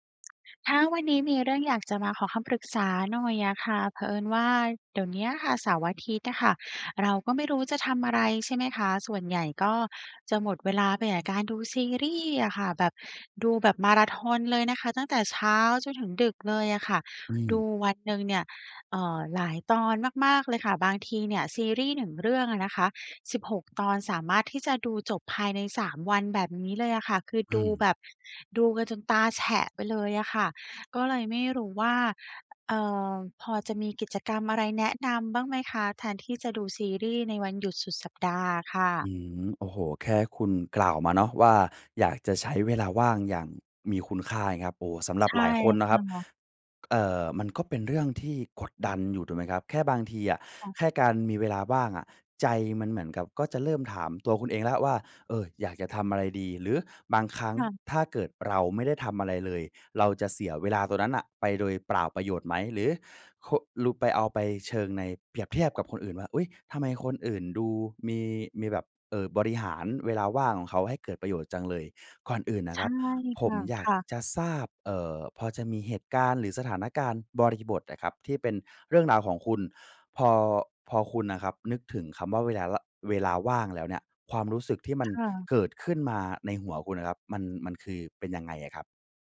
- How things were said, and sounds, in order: tapping; other background noise
- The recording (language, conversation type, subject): Thai, advice, คุณควรใช้เวลาว่างในวันหยุดสุดสัปดาห์ให้เกิดประโยชน์อย่างไร?